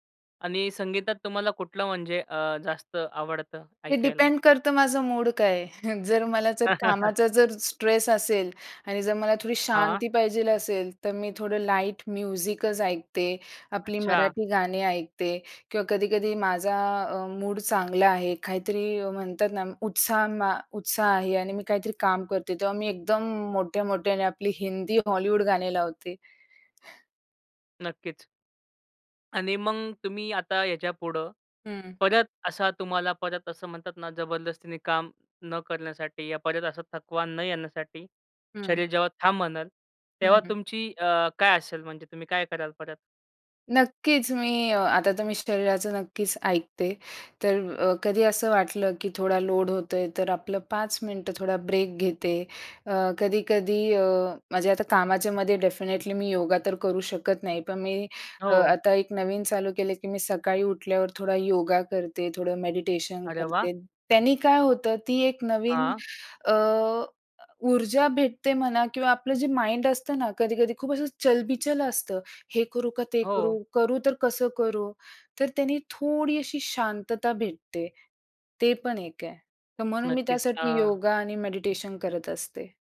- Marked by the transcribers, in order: chuckle; tapping; "पाहिजे" said as "पाहिजेल"; in English: "लाईट म्युझिकचं"; other noise; in English: "डेफिनेटली"; in English: "माइंड"
- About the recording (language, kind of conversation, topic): Marathi, podcast, तुमचे शरीर आता थांबायला सांगत आहे असे वाटल्यावर तुम्ही काय करता?